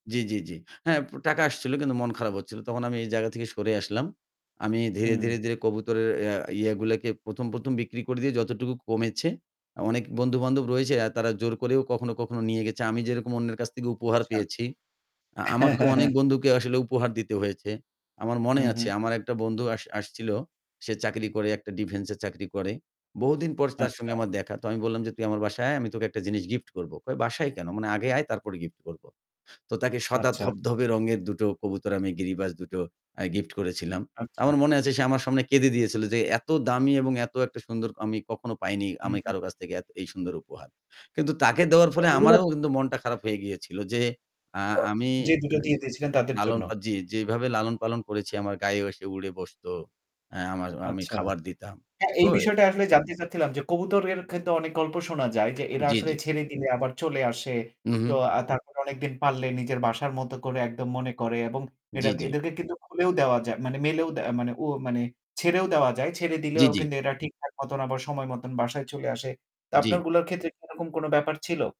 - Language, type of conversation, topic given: Bengali, podcast, নতুন কোনো শখ শুরু করতে তোমার প্রথম পদক্ষেপ কী?
- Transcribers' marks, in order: static; laugh